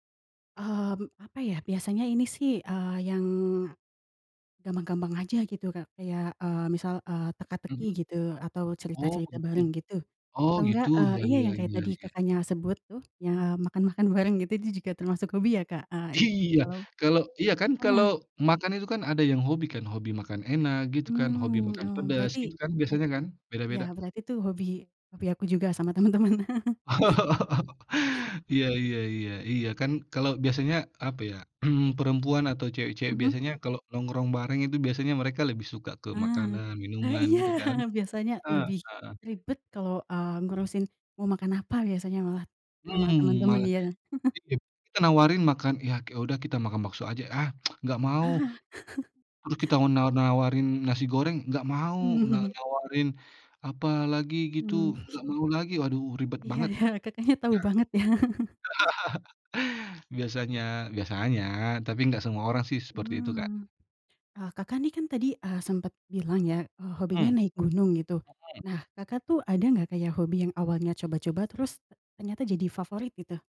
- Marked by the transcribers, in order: other background noise; laughing while speaking: "Iya"; unintelligible speech; laughing while speaking: "temen"; laugh; chuckle; chuckle; tsk; chuckle; laughing while speaking: "Mhm"; laughing while speaking: "Iya, ya, Kakaknya tahu banget, ya"; laugh; inhale
- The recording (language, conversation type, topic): Indonesian, unstructured, Apa hobi yang paling sering kamu lakukan bersama teman?
- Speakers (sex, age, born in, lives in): female, 20-24, Indonesia, Indonesia; male, 35-39, Indonesia, Indonesia